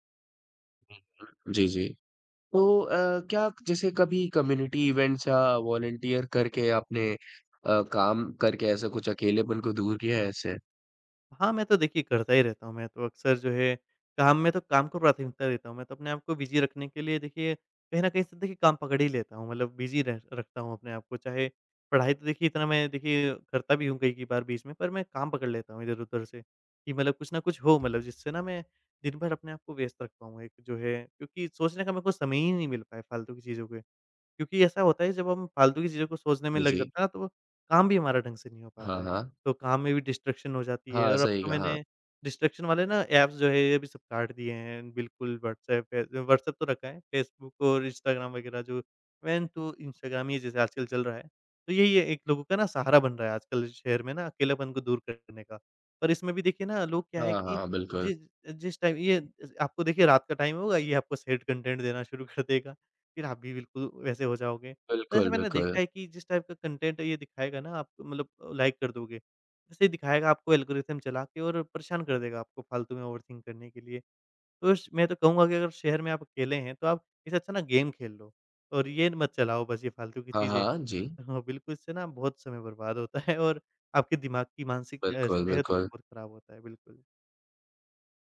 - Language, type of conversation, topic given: Hindi, podcast, शहर में अकेलापन कम करने के क्या तरीके हो सकते हैं?
- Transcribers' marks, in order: unintelligible speech; in English: "कम्युनिटी इवेंट्स"; in English: "वॉलंटियर"; in English: "बिज़ी"; in English: "बिज़ी"; in English: "डिस्ट्रैक्शन"; in English: "डिस्ट्रैक्शन"; in English: "ऐप्स"; in English: "मेन"; in English: "टाइम"; in English: "टाइम"; in English: "सैड कंटेंट"; laughing while speaking: "शुरू कर देगा"; in English: "टाइप"; in English: "कंटेंट"; in English: "लाइक"; in English: "एल्गोरिदम"; in English: "ओवरथिंक"; in English: "गेम"; laughing while speaking: "है और"